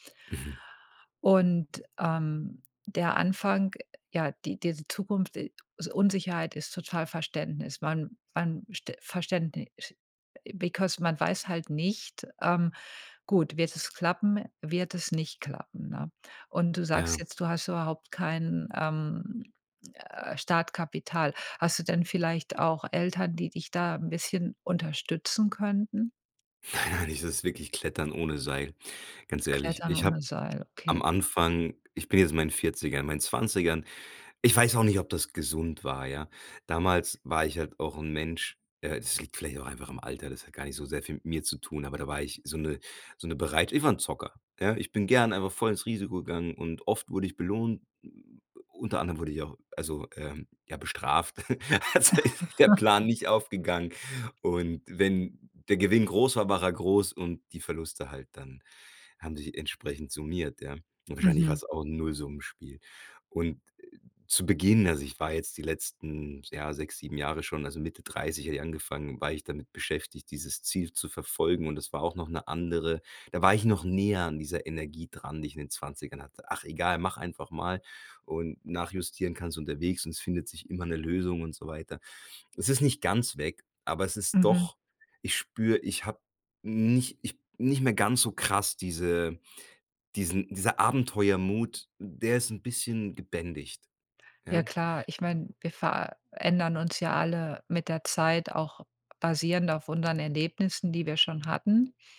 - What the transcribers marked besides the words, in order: in English: "because"; joyful: "Nein, nein"; laugh; laughing while speaking: "Also, ist der"
- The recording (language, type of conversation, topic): German, advice, Wie geht ihr mit Zukunftsängsten und ständigem Grübeln um?